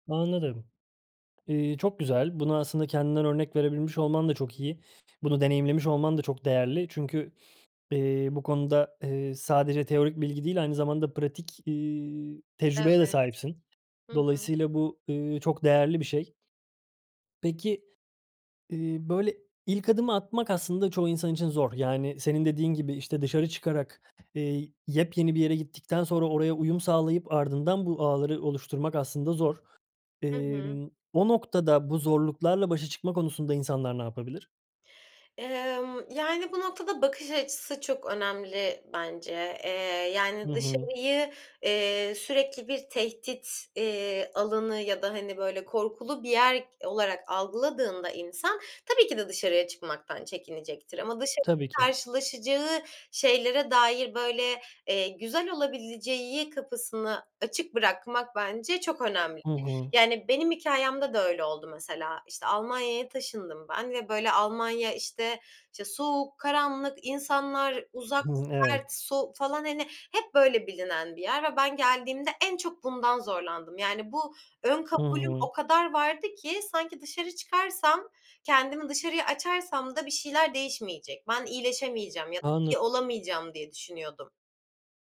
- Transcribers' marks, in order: other background noise; tapping
- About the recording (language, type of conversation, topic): Turkish, podcast, Destek ağı kurmak iyileşmeyi nasıl hızlandırır ve nereden başlamalıyız?